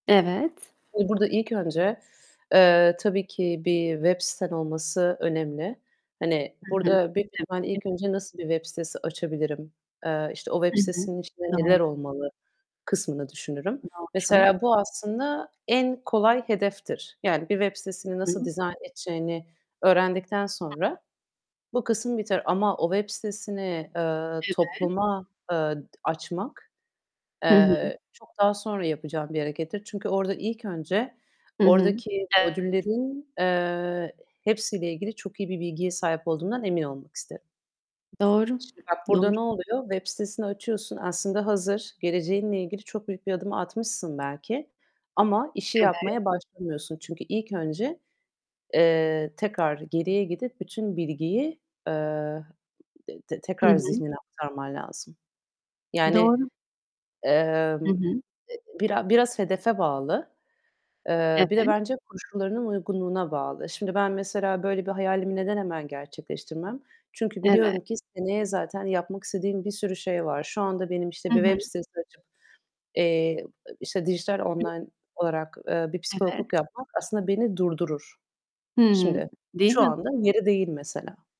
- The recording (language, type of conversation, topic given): Turkish, unstructured, Gelecekte en çok neyi başarmak istiyorsun ve hayallerin için ne kadar risk alabilirsin?
- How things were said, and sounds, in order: other background noise; distorted speech; static; unintelligible speech; tapping; other noise